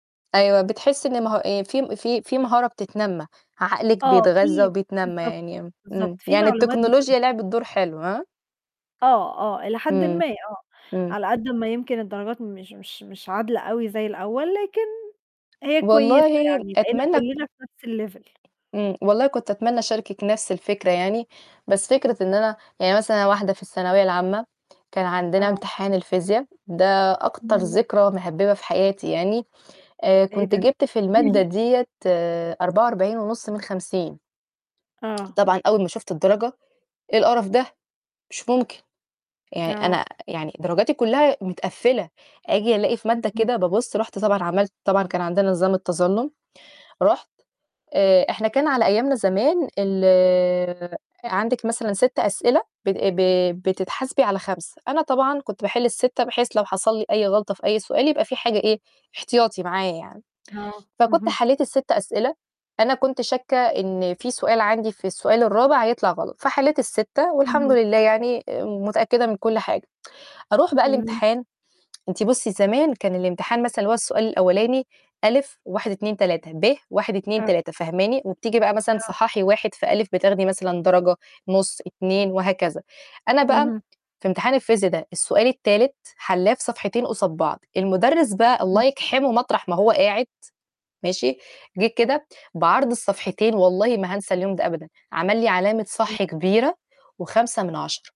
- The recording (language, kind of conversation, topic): Arabic, unstructured, هل حسّيت قبل كده بإحباط من نظام التعليم الحالي؟
- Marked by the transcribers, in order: in English: "الlevel"; laughing while speaking: "قولي لي"; unintelligible speech; unintelligible speech